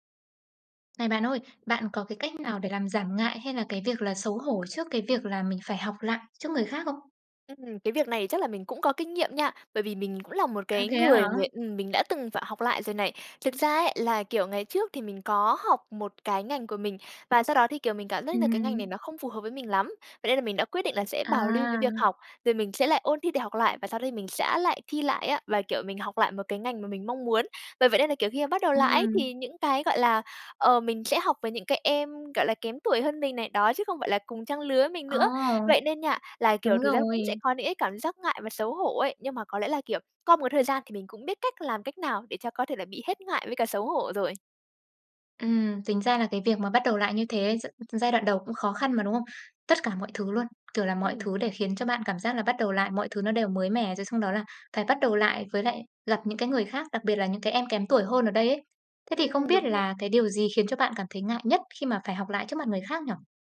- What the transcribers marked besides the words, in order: tapping
- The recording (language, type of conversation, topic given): Vietnamese, podcast, Bạn có cách nào để bớt ngại hoặc xấu hổ khi phải học lại trước mặt người khác?